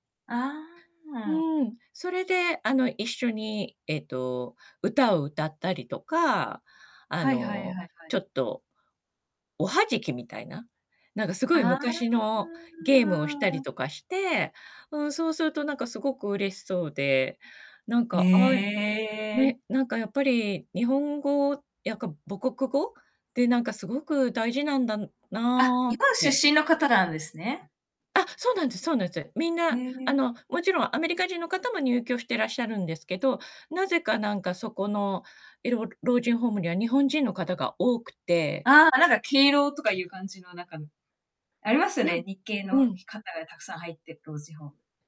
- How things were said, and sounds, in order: other background noise; "やっぱ" said as "やっか"; unintelligible speech
- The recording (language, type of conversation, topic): Japanese, unstructured, ボランティア活動に参加したことはありますか？